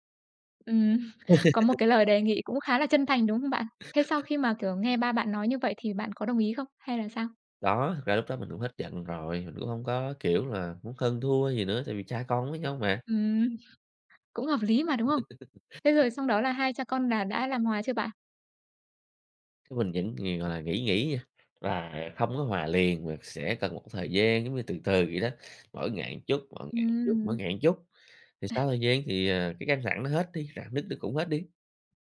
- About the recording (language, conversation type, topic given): Vietnamese, podcast, Bạn có kinh nghiệm nào về việc hàn gắn lại một mối quan hệ gia đình bị rạn nứt không?
- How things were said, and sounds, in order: tapping; laugh; other background noise; laugh; chuckle